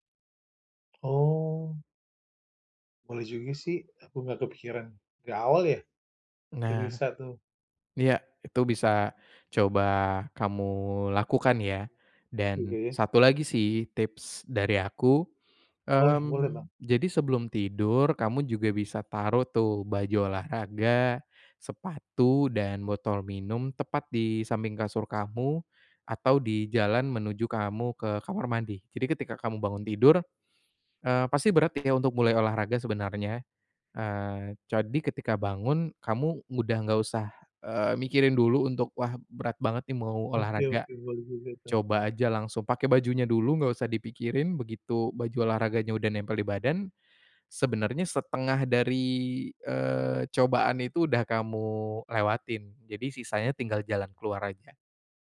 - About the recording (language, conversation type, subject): Indonesian, advice, Bagaimana cara membangun kebiasaan disiplin diri yang konsisten?
- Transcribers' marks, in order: other background noise